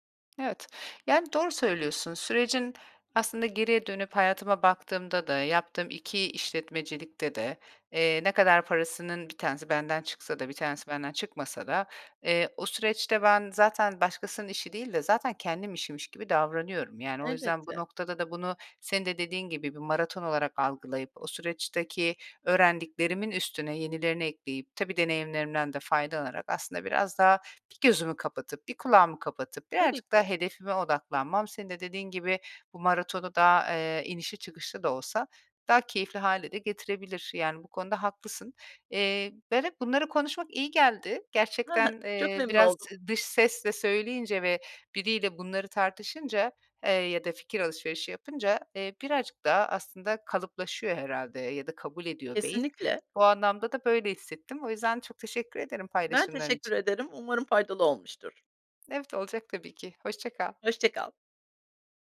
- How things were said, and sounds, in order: tapping; joyful: "Ha ha. Çok memnun oldum"
- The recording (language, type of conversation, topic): Turkish, advice, Kendi işinizi kurma veya girişimci olma kararınızı nasıl verdiniz?